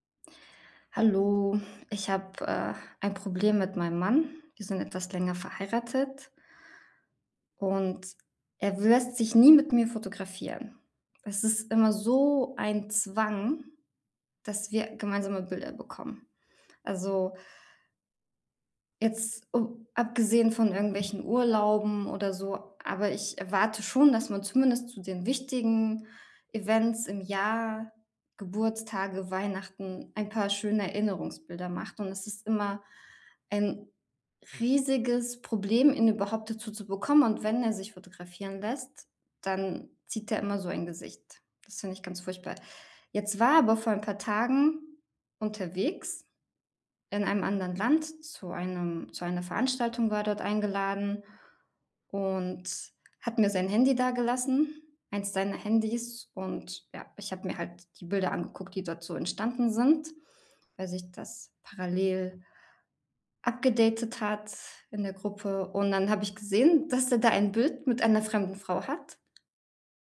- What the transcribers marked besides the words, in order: stressed: "so"; tapping; other background noise
- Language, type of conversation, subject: German, advice, Wie können wir wiederkehrende Streits über Kleinigkeiten endlich lösen?